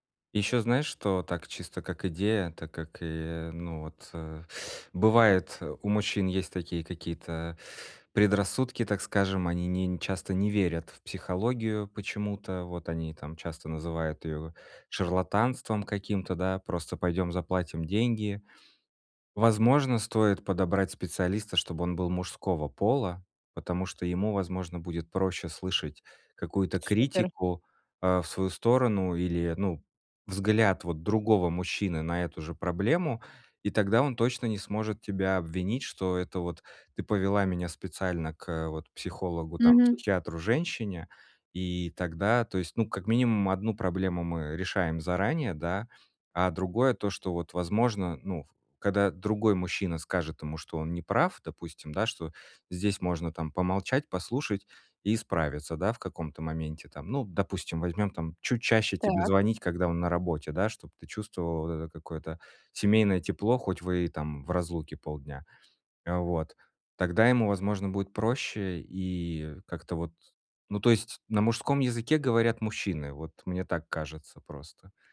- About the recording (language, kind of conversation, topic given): Russian, advice, Как мне контролировать импульсивные покупки и эмоциональные траты?
- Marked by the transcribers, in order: teeth sucking; tapping; other background noise